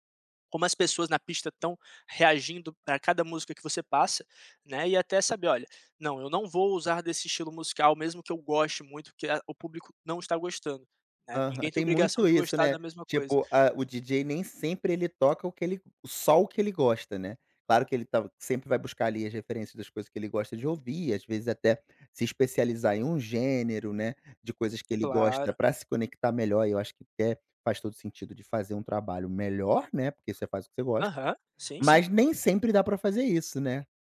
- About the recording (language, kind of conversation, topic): Portuguese, podcast, Como você percebe que entrou em estado de fluxo enquanto pratica um hobby?
- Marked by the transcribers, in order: none